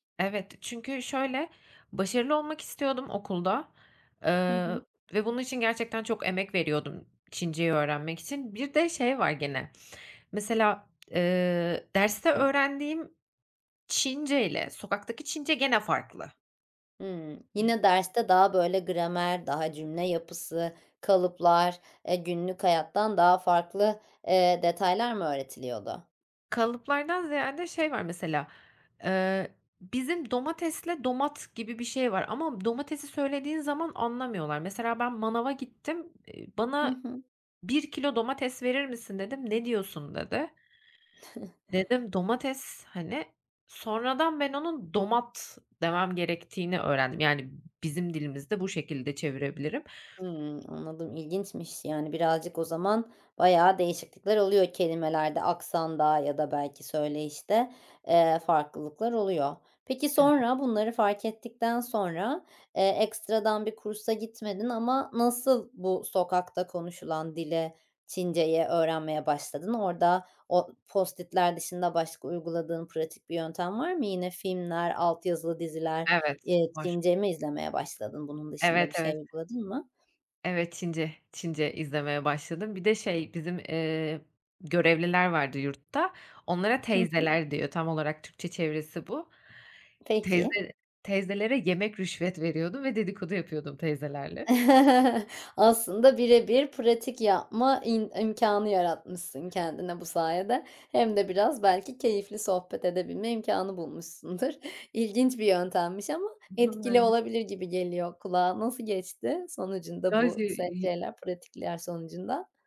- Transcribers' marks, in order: tapping; other background noise; chuckle; chuckle; laughing while speaking: "bulmuşsundur"; unintelligible speech; unintelligible speech
- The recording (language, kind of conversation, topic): Turkish, podcast, Kendi kendine öğrenmeyi nasıl öğrendin, ipuçların neler?